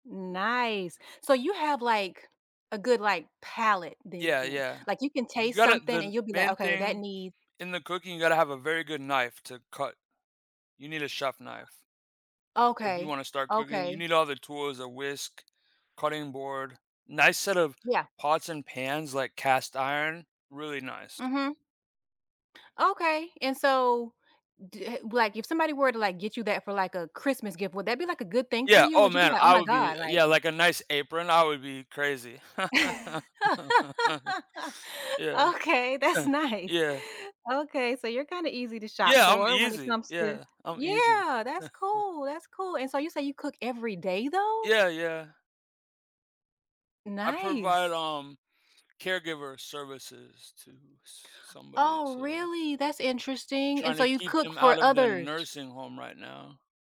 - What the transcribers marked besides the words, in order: other background noise; laugh; laughing while speaking: "that's nice"; laugh; chuckle; chuckle
- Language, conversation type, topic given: English, unstructured, How does learning to cook a new cuisine connect to your memories and experiences with food?
- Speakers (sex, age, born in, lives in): female, 45-49, United States, United States; male, 40-44, United States, United States